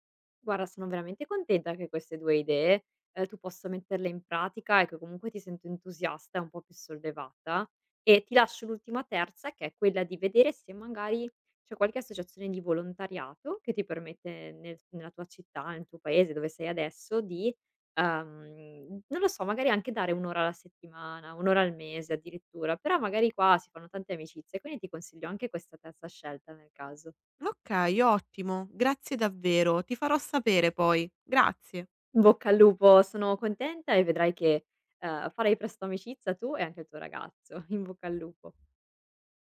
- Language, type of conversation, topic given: Italian, advice, Come posso fare nuove amicizie e affrontare la solitudine nella mia nuova città?
- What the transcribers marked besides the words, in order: tapping; other background noise